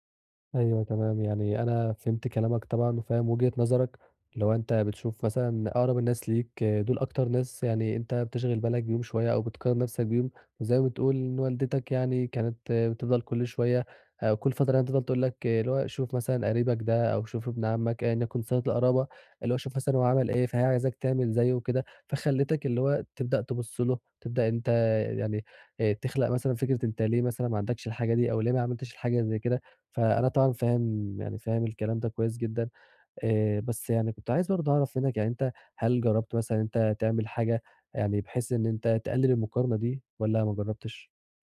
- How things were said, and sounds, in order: tapping
- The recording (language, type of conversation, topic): Arabic, advice, ازاي أبطل أقارن نفسي بالناس وأرضى باللي عندي؟